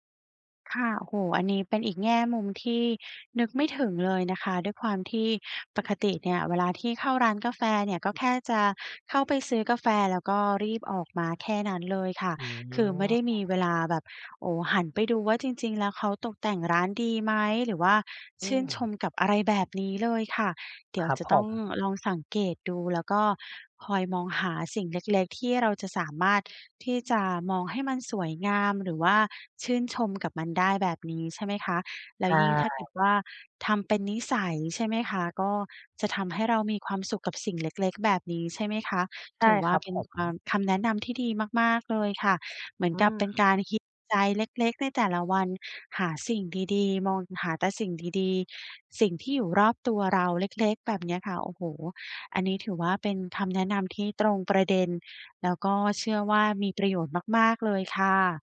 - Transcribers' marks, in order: in English: "heal"
- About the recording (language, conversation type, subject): Thai, advice, จะเริ่มเห็นคุณค่าของสิ่งเล็กๆ รอบตัวได้อย่างไร?